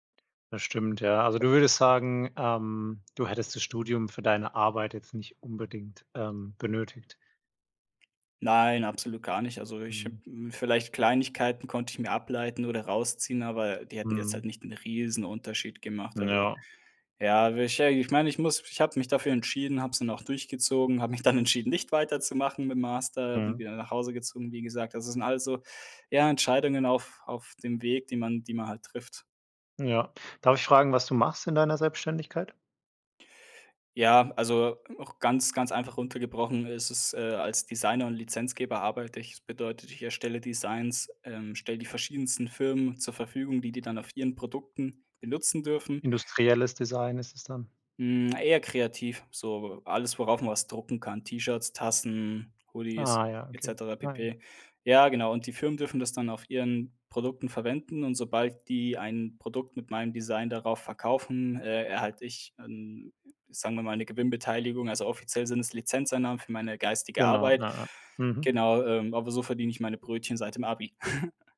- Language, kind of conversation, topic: German, podcast, Wann hast du zum ersten Mal wirklich eine Entscheidung für dich selbst getroffen?
- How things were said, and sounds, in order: stressed: "riesen"; laughing while speaking: "dann"; chuckle